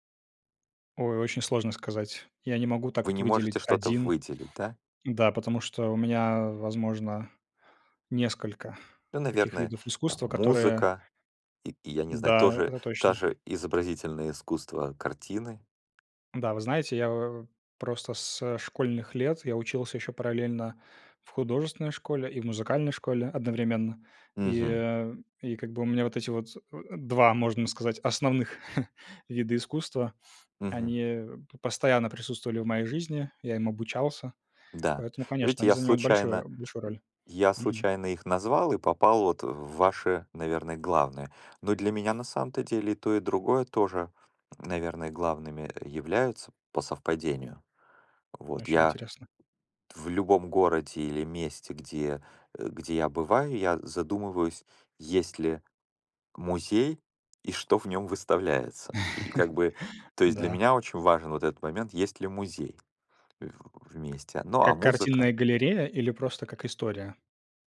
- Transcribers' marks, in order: other background noise; chuckle; tapping; laugh
- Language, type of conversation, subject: Russian, unstructured, Какую роль играет искусство в нашей жизни?